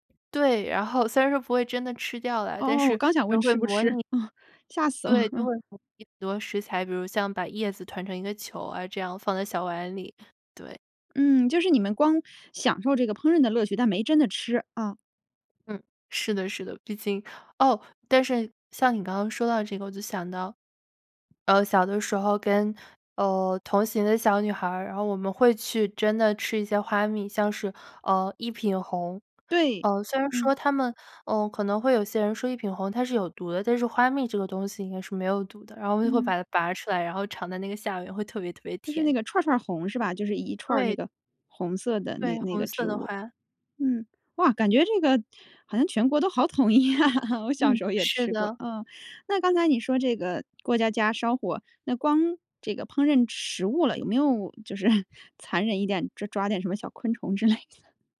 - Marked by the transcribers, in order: laughing while speaking: "好统一啊"; chuckle; laughing while speaking: "小昆虫之类的？"
- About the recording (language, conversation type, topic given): Chinese, podcast, 你小时候最喜欢玩的游戏是什么？